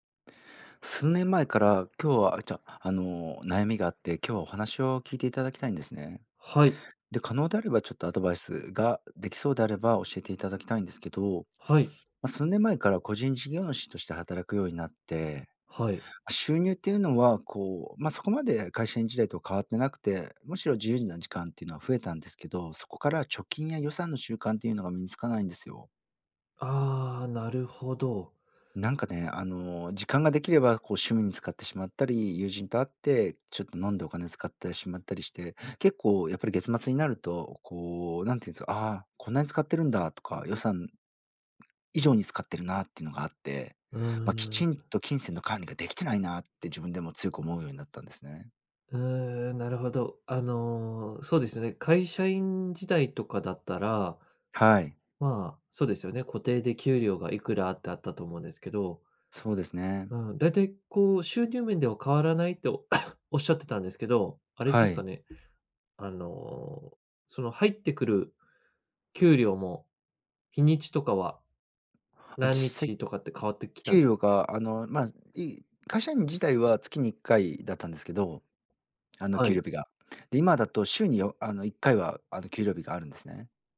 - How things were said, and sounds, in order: other noise; cough
- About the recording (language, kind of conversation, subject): Japanese, advice, 貯金する習慣や予算を立てる習慣が身につかないのですが、どうすれば続けられますか？